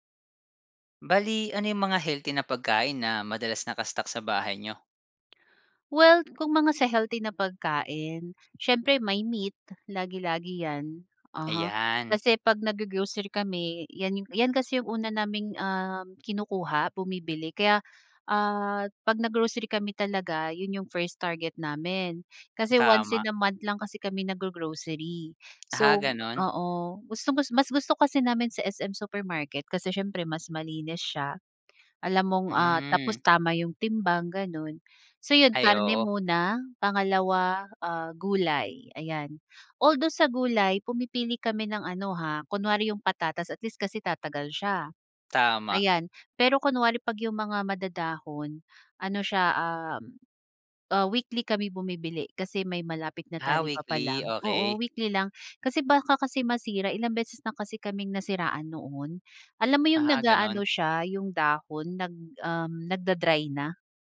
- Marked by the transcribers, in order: tapping; in English: "first target"; in English: "once in a month"; other background noise
- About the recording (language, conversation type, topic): Filipino, podcast, Ano-anong masusustansiyang pagkain ang madalas mong nakaimbak sa bahay?